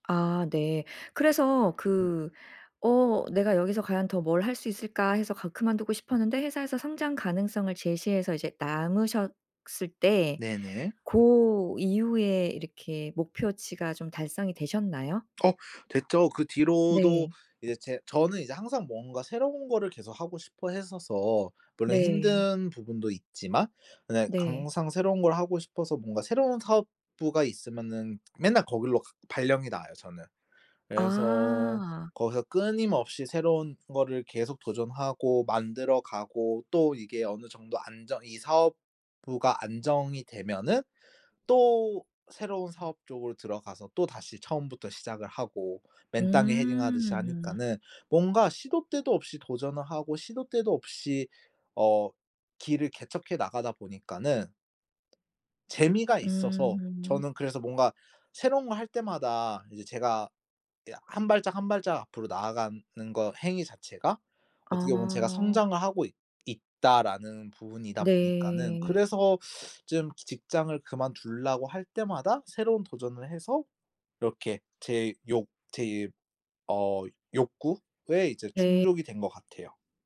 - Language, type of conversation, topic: Korean, podcast, 직장을 그만둘지 고민할 때 보통 무엇을 가장 먼저 고려하나요?
- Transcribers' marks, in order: other background noise; background speech; "항상" said as "강상"; lip smack; teeth sucking